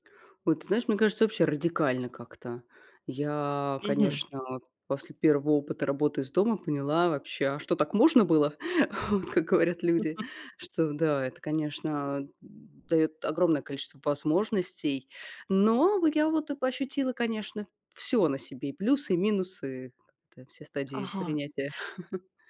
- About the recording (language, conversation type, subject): Russian, podcast, Как работа из дома изменила твой распорядок дня?
- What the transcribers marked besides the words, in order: laugh; chuckle; chuckle